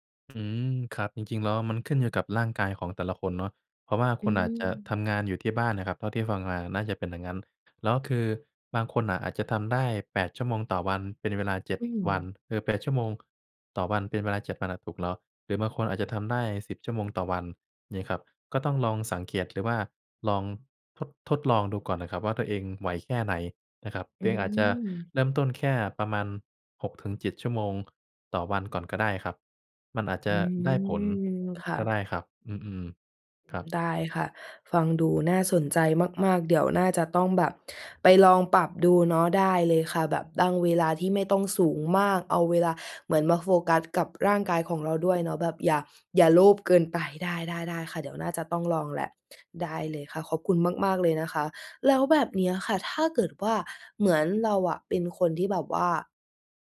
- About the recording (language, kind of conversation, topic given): Thai, advice, คุณรู้สึกหมดไฟและเหนื่อยล้าจากการทำงานต่อเนื่องมานาน ควรทำอย่างไรดี?
- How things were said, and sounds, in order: other background noise